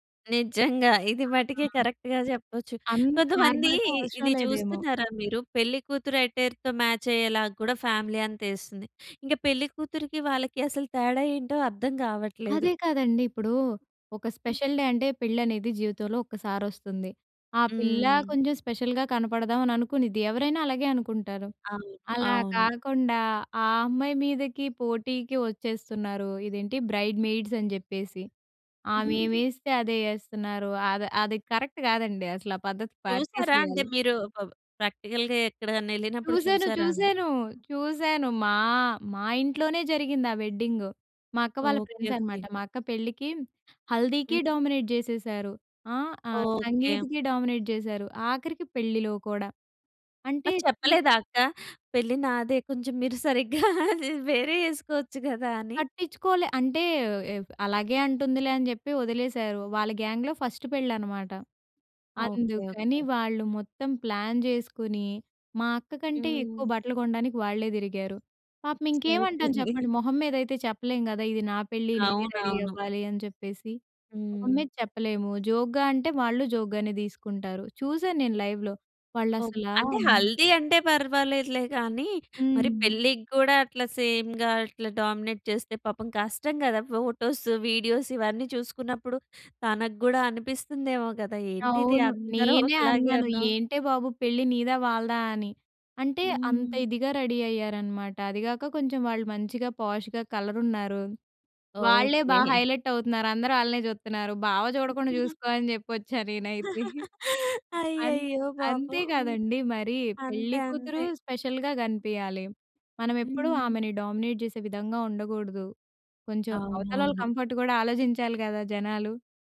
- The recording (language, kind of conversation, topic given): Telugu, podcast, సౌకర్యం కంటే స్టైల్‌కి మీరు ముందుగా ఎంత ప్రాధాన్యం ఇస్తారు?
- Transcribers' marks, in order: in English: "కరెక్ట్‌గా"; in English: "అట్టర్‌తో మాచ్"; in English: "ఫ్యామిలీ"; in English: "స్పెషల్ డే"; in English: "స్పెషల్‌గా"; in English: "బ్రైడ్ మెయిడ్స్"; giggle; in English: "కరెక్ట్"; in English: "ప్రాక్టికల్‌గా"; in English: "ఫ్రెండ్స్"; in English: "హల్దీకి డామినేట్"; in English: "సంగీత్‌కి డామినేట్"; giggle; in English: "గ్యాంగ్‌లో ఫస్ట్"; in English: "ప్లాన్"; laughing while speaking: "సరిపోయింది"; in English: "రెడీ"; in English: "జోక్‌గా"; in English: "జోక్‌గానే"; in English: "లైవ్‌లో"; in English: "హల్దీ"; in English: "సేమ్‌గా"; in English: "డామినేట్"; in English: "ఫోటోస్, వీడియోస్"; in English: "రెడీ"; in English: "పోష్‌గా"; in English: "హైలైట్"; giggle; laughing while speaking: "అయ్యయ్యో! పాపం"; chuckle; in English: "స్పెషల్‌గా"; in English: "డామినేట్"; in English: "కంఫర్ట్"